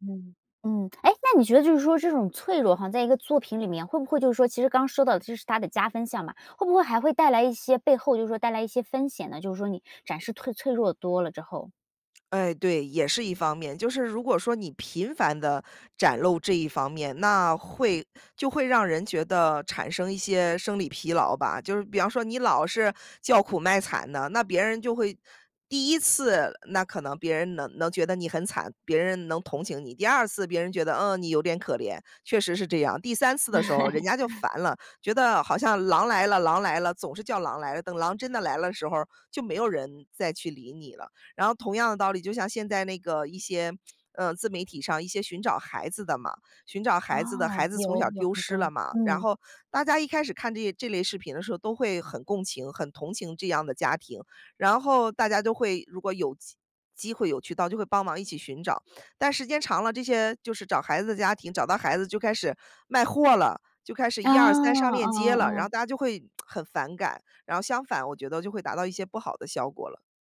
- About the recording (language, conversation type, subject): Chinese, podcast, 你愿意在作品里展现脆弱吗？
- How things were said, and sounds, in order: other background noise; chuckle; tsk; lip smack